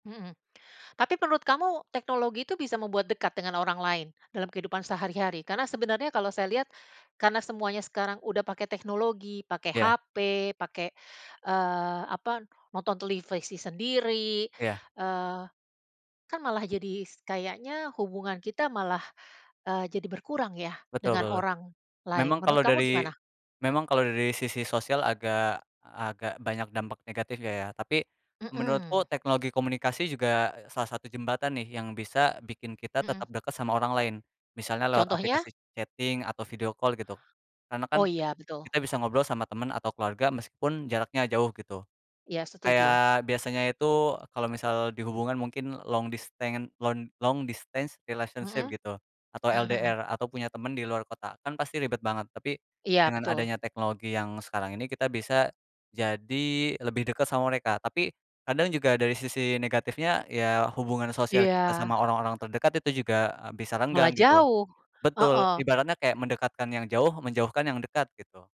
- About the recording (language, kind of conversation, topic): Indonesian, unstructured, Inovasi teknologi apa yang membuat kehidupan sehari-hari menjadi lebih menyenangkan?
- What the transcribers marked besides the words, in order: "televisi" said as "telivisi"; in English: "chatting"; in English: "call"; other background noise; in English: "distance relationship"; tapping